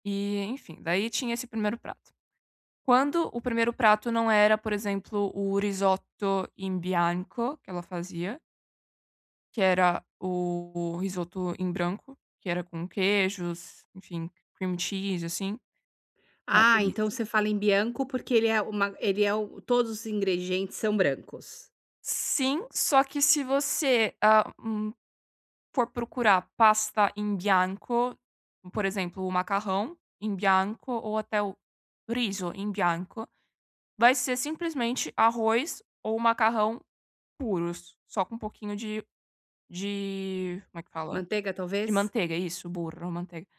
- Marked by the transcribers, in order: in Italian: "risoto in bianco"; in English: "cream cheese"; in Italian: "bianco"; in Italian: "pasta in bianco"; in Italian: "in bianco"; in Italian: "riso in bianco"; in Italian: "Burro"
- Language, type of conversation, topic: Portuguese, podcast, Qual comida compartilhada traz mais memória afetiva para você?